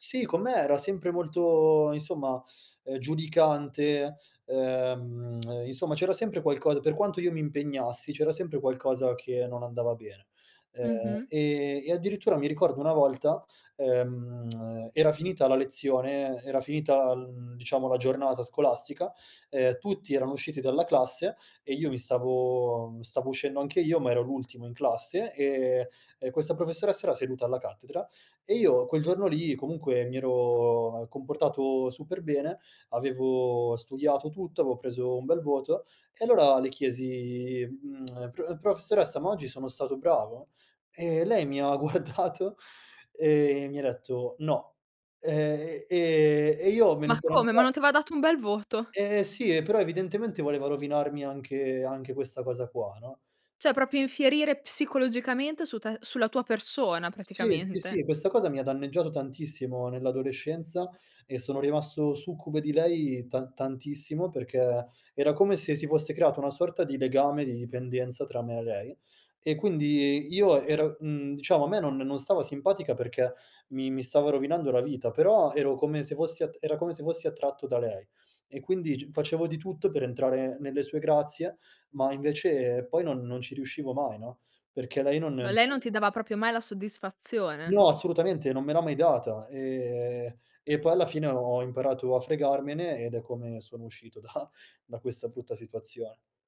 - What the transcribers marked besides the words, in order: tongue click; tongue click; laughing while speaking: "guardato"; "Cioè" said as "ceh"; unintelligible speech; laughing while speaking: "da"
- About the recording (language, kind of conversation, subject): Italian, podcast, Che ruolo ha l'ascolto nel creare fiducia?